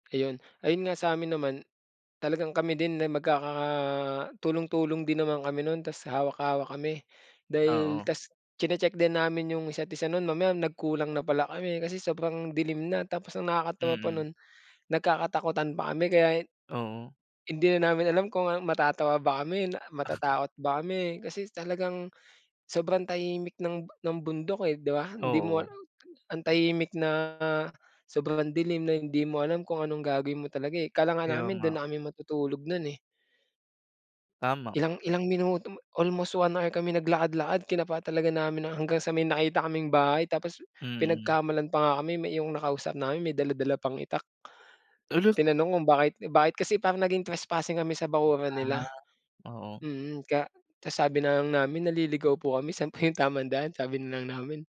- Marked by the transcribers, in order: tapping; other background noise; other noise; chuckle
- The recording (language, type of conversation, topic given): Filipino, unstructured, Ano ang isang pakikipagsapalaran na hindi mo malilimutan kahit nagdulot ito ng hirap?